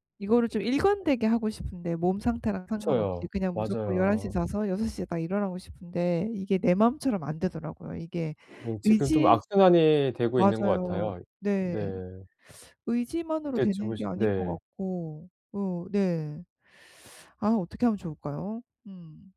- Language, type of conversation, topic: Korean, advice, 기상 시간과 취침 시간을 더 규칙적으로 유지하려면 어떻게 해야 하나요?
- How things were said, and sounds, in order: none